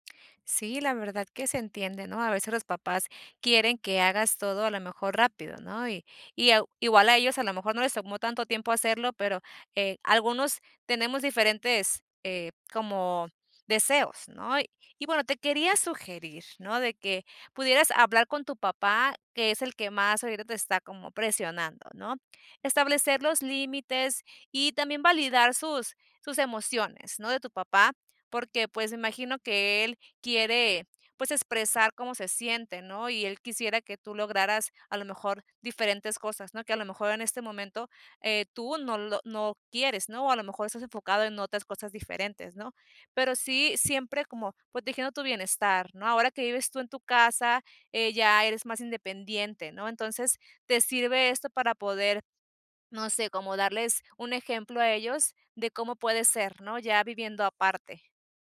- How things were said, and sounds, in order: tapping
- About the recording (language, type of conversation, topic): Spanish, advice, ¿Cómo puedo conciliar las expectativas de mi familia con mi expresión personal?